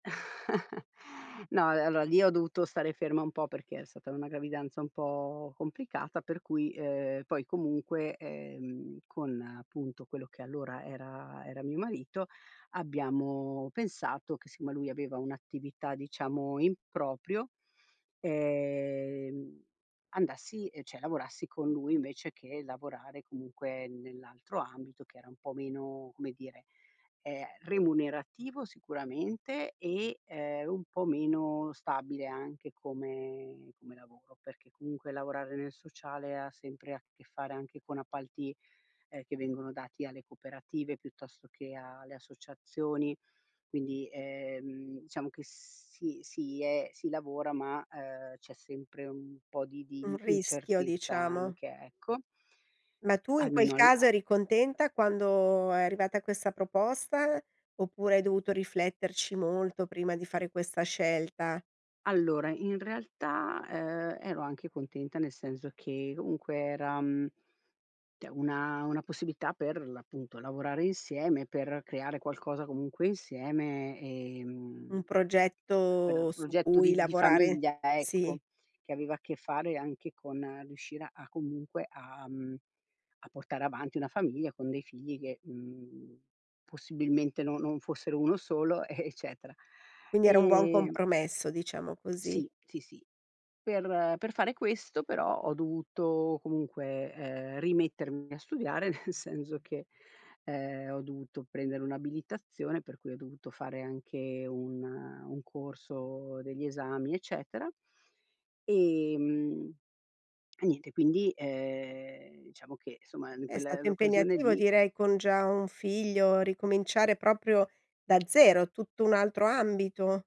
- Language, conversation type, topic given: Italian, podcast, Raccontami di un momento in cui hai dovuto reinventarti professionalmente?
- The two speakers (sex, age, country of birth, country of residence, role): female, 50-54, Italy, Italy, guest; female, 50-54, Italy, Italy, host
- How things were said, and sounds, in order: chuckle; "cioè" said as "ceh"; "cioè" said as "ceh"; chuckle; other background noise; laughing while speaking: "nel senso"